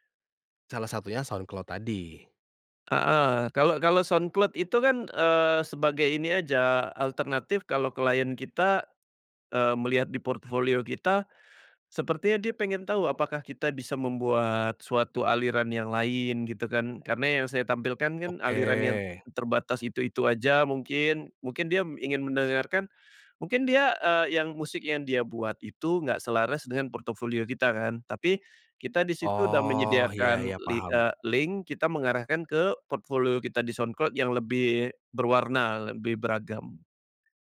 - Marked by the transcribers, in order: in English: "link"; other background noise
- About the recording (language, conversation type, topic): Indonesian, podcast, Bagaimana kamu memilih platform untuk membagikan karya?